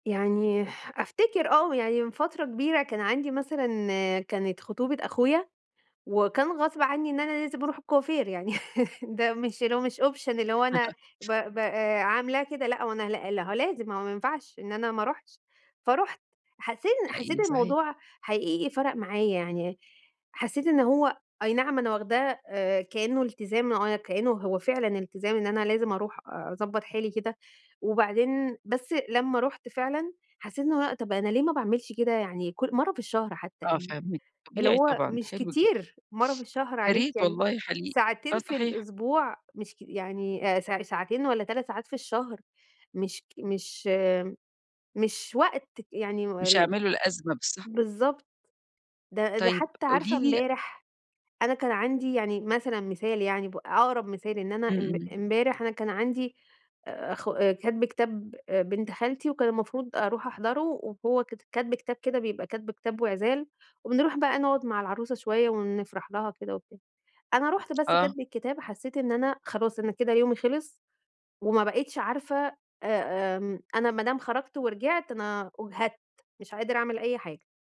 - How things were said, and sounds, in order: laugh; in English: "option"; tapping; laugh; other background noise
- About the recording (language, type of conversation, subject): Arabic, advice, إزاي أوازن بين الراحة وواجباتي الشخصية في عطلة الأسبوع؟